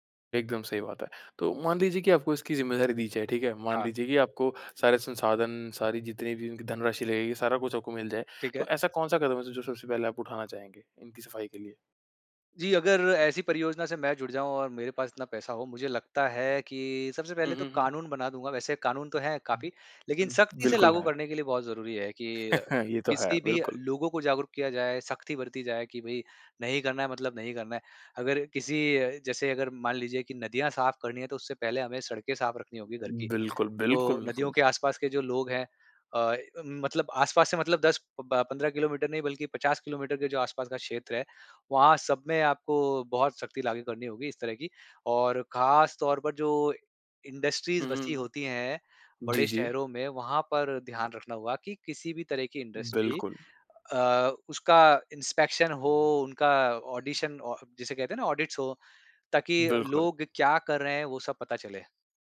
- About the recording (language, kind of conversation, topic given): Hindi, podcast, गंगा जैसी नदियों की सफाई के लिए सबसे जरूरी क्या है?
- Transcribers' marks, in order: laugh; in English: "इंडस्ट्रीज़"; in English: "इंडस्ट्री"; in English: "इंस्पेक्शन"; in English: "ऑडिशन"; in English: "ऑडिट्स"